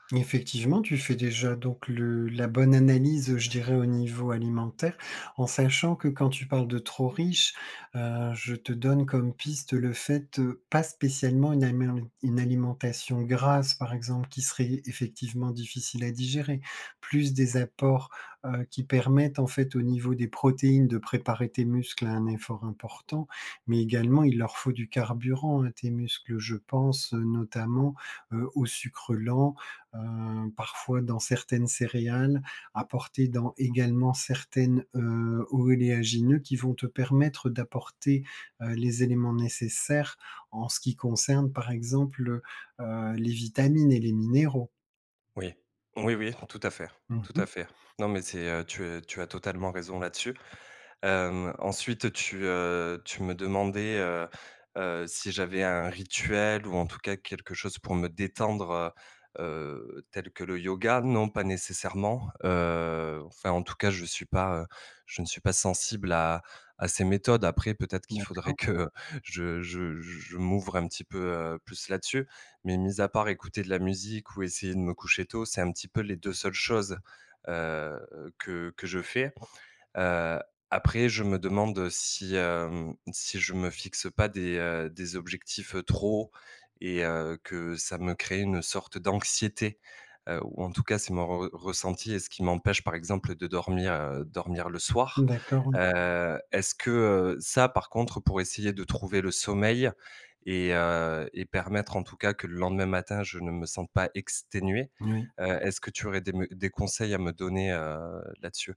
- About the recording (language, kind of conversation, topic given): French, advice, Comment décririez-vous votre anxiété avant une course ou un événement sportif ?
- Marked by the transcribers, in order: chuckle; stressed: "d'anxiété"